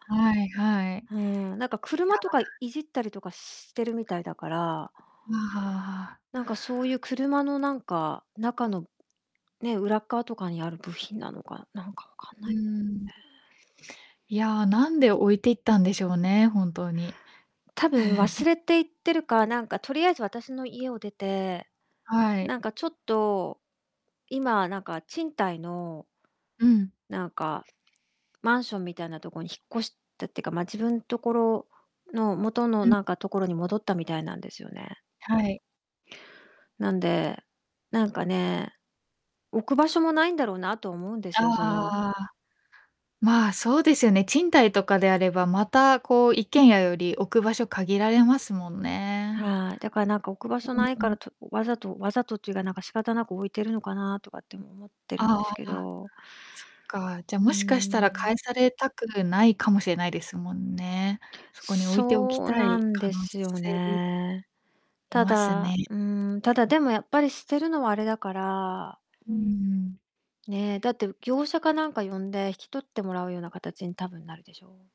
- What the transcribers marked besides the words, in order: distorted speech; other noise; tapping; giggle; other background noise
- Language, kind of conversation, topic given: Japanese, advice, 同居していた元パートナーの荷物をどう整理すればよいですか？